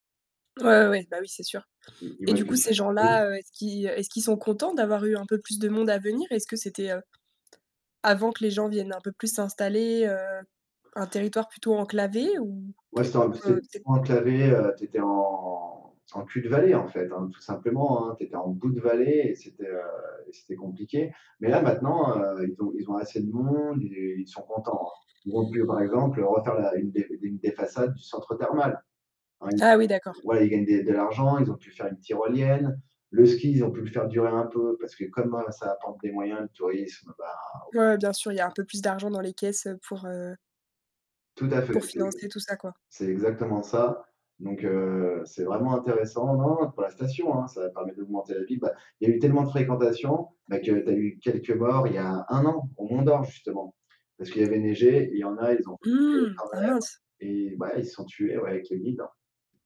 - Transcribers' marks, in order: distorted speech; drawn out: "en"; mechanical hum; unintelligible speech; other background noise
- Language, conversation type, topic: French, podcast, As-tu un endroit dans la nature qui te fait du bien à chaque visite ?